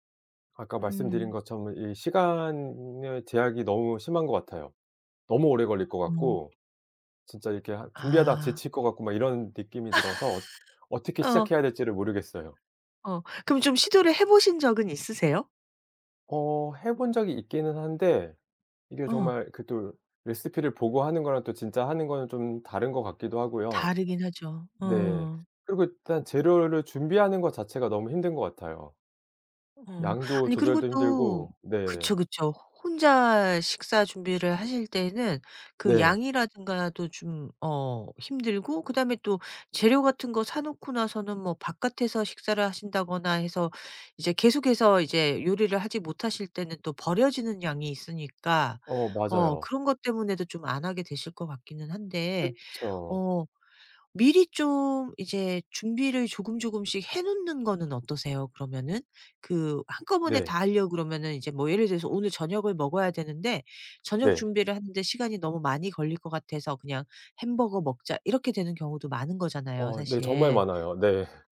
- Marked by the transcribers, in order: tapping; laugh; other background noise; laugh
- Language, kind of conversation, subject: Korean, advice, 시간이 부족해 늘 패스트푸드로 끼니를 때우는데, 건강을 어떻게 챙기면 좋을까요?